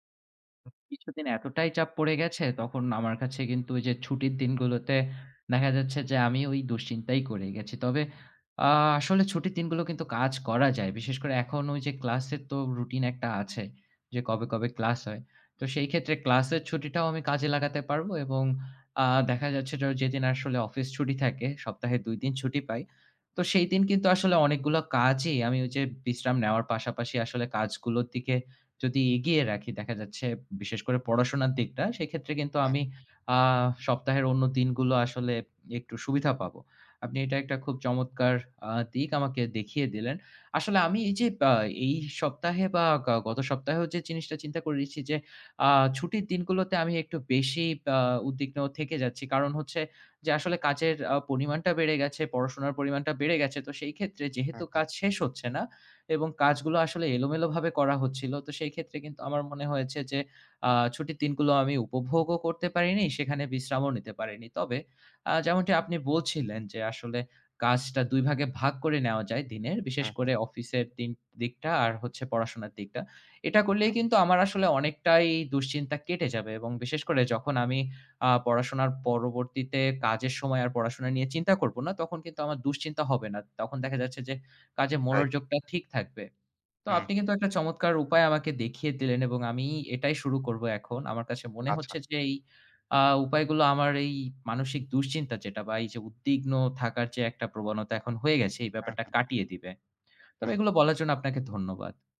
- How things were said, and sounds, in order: tapping; "রেখেছি" said as "রেছি"
- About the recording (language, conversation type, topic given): Bengali, advice, কাজের চাপ অনেক বেড়ে যাওয়ায় আপনার কি বারবার উদ্বিগ্ন লাগছে?